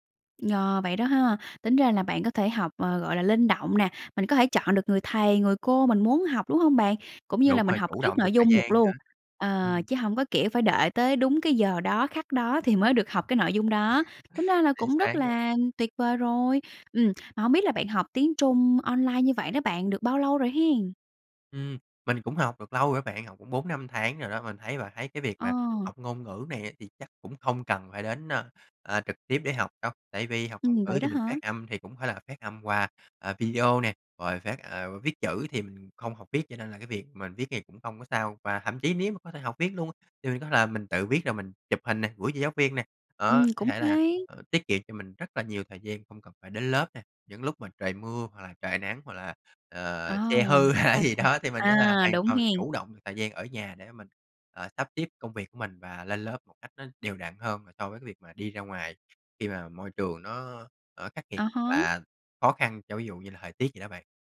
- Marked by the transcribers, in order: tapping; laugh; other background noise; laughing while speaking: "hay là"
- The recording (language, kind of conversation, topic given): Vietnamese, podcast, Bạn nghĩ sao về việc học trực tuyến thay vì đến lớp?